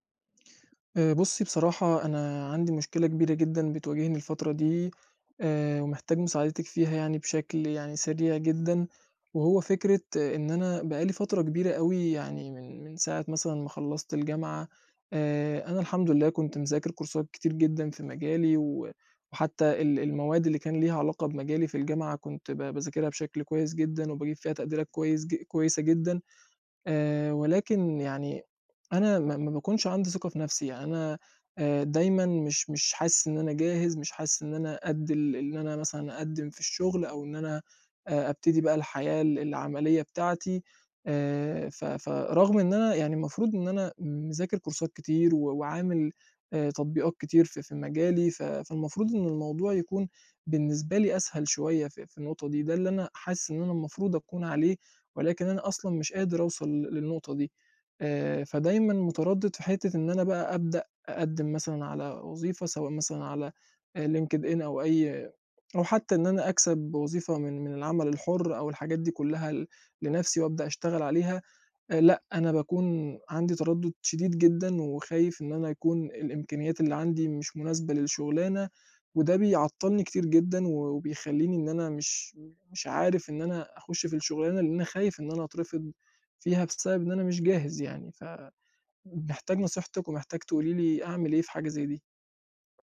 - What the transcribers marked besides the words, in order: tapping; in English: "كورسات"; in English: "كورسات"; other background noise
- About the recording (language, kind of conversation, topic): Arabic, advice, إزاي أتغلب على ترددي إني أقدّم على شغلانة جديدة عشان خايف من الرفض؟